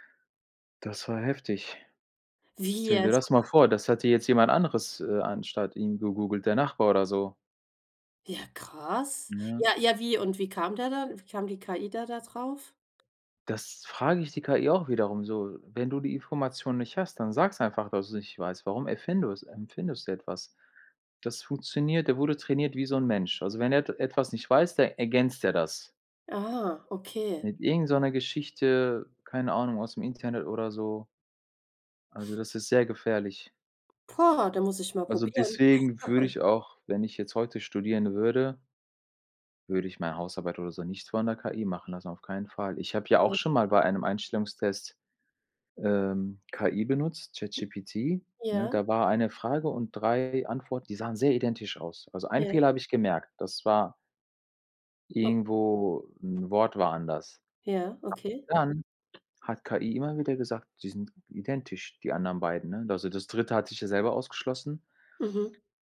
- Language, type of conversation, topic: German, unstructured, Wie verändert Technologie unseren Alltag wirklich?
- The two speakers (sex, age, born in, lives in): female, 40-44, Germany, France; male, 45-49, Germany, Germany
- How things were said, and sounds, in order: unintelligible speech; chuckle; unintelligible speech